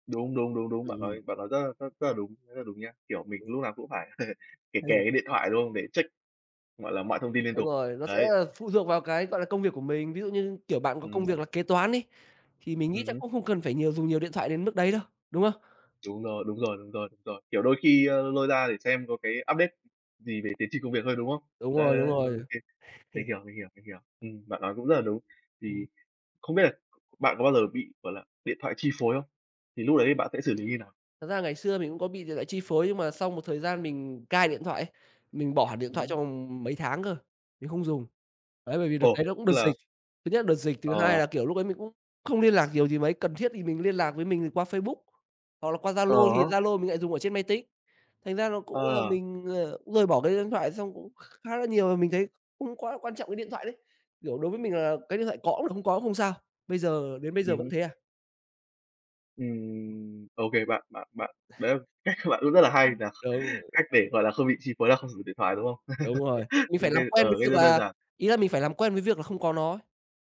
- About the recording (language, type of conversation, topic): Vietnamese, unstructured, Làm thế nào điện thoại thông minh ảnh hưởng đến cuộc sống hằng ngày của bạn?
- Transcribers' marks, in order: tapping; unintelligible speech; unintelligible speech; laugh; in English: "update"; other background noise; laugh; background speech; laughing while speaking: "cách"; chuckle; other noise; laugh